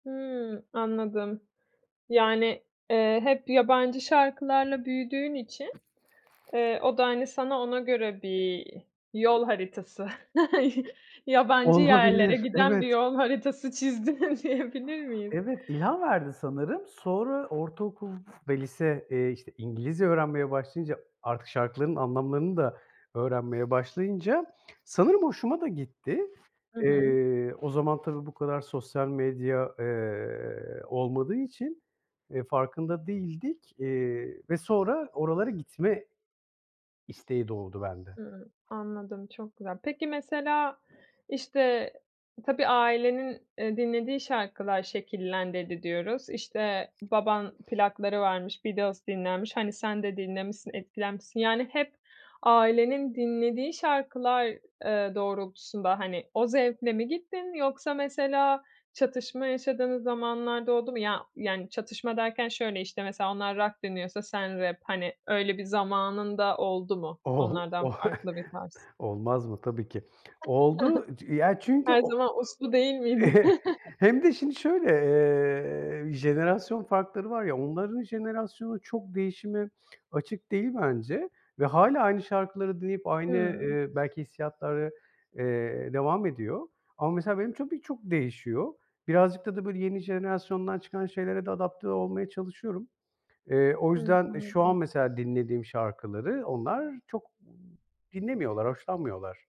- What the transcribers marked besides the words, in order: other background noise; chuckle; laughing while speaking: "diyebilir miyim?"; chuckle; chuckle; unintelligible speech; chuckle; chuckle; tapping
- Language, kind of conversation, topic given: Turkish, podcast, Ailenin dinlediği şarkılar seni nasıl şekillendirdi?